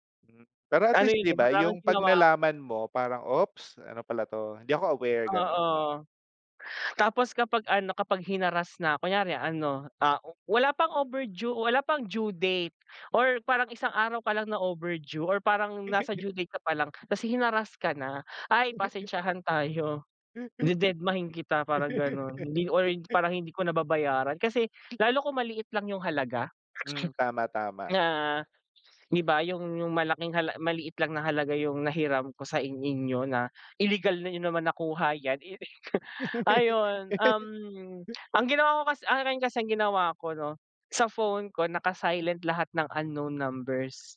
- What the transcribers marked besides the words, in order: tapping; laugh; laugh; other background noise; other noise; laugh; chuckle
- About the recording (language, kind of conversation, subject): Filipino, unstructured, Ano ang pumapasok sa isip mo kapag may utang kang kailangan nang bayaran?